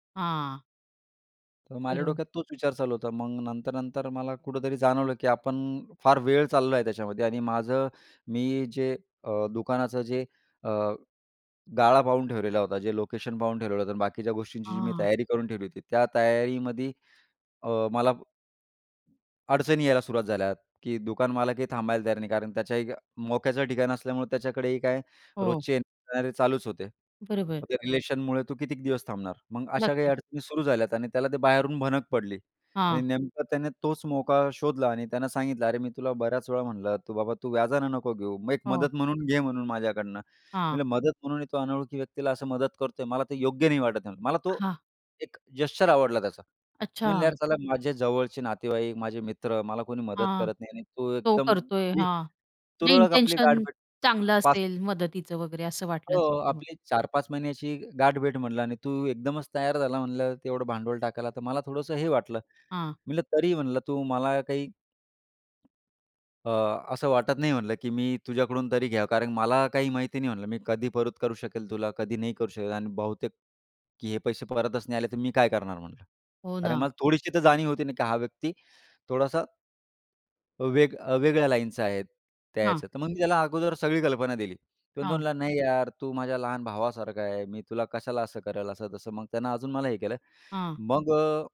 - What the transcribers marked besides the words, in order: in English: "जेस्चर"; in English: "इंटेन्शन"; tapping; other background noise
- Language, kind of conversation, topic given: Marathi, podcast, असं कोणतं मोठं अपयश तुमच्या आयुष्यात आलं आणि त्यानंतर तुम्हाला कोणते बदल करावे लागले?